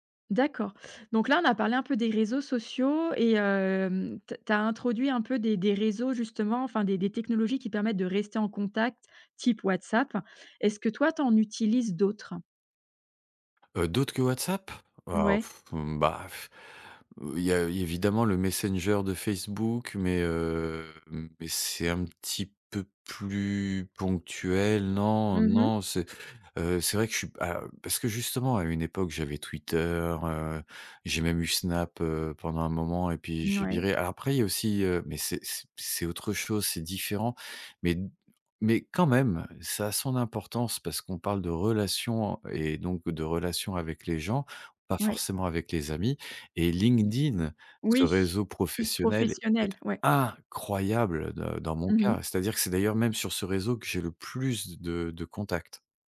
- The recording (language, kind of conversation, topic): French, podcast, Comment la technologie change-t-elle tes relations, selon toi ?
- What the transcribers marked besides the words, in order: scoff; stressed: "quand même"; tapping; stressed: "incroyable"